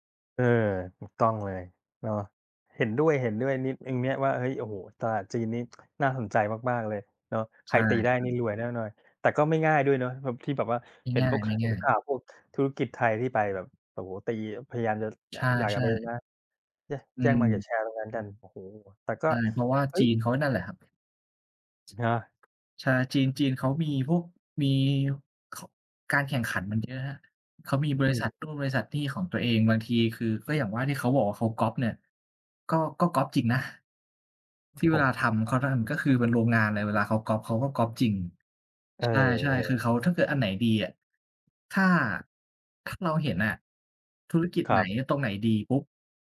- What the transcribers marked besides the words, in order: tsk; in English: "Market share"; tapping; unintelligible speech
- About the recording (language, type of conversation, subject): Thai, unstructured, เทคโนโลยีเปลี่ยนแปลงชีวิตประจำวันของคุณอย่างไรบ้าง?